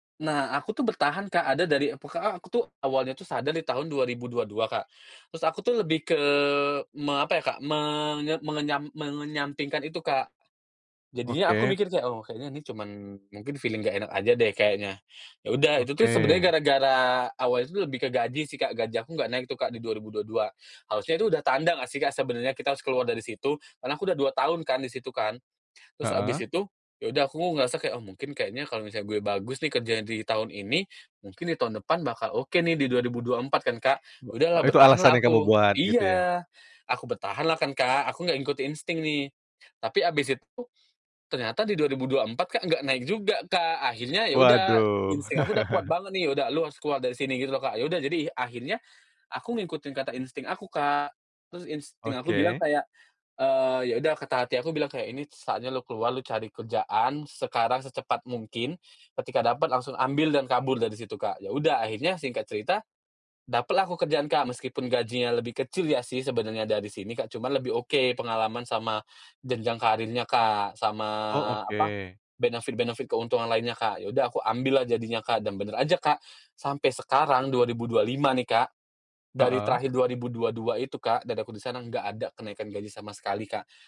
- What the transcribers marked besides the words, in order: in English: "feeling"; "ikut" said as "ingkut"; chuckle; in English: "benefit benefit"
- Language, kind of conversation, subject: Indonesian, podcast, Apa tips sederhana agar kita lebih peka terhadap insting sendiri?